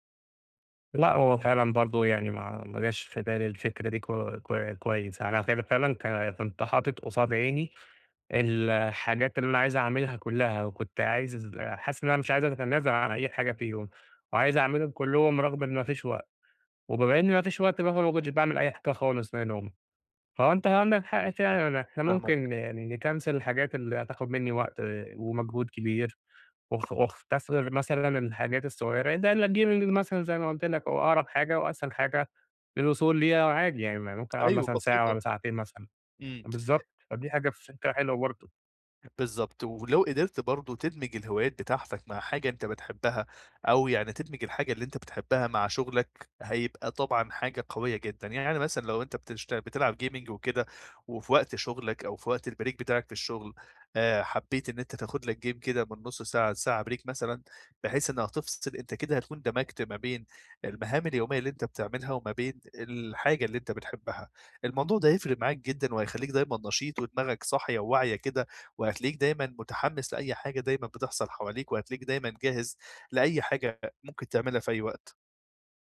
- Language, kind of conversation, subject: Arabic, advice, إزاي ألاقي وقت لهواياتي مع جدول شغلي المزدحم؟
- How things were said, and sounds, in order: in English: "نكنسل"; tapping; unintelligible speech; in English: "الgaming"; in English: "gaming"; in English: "البريك"; in English: "بريك"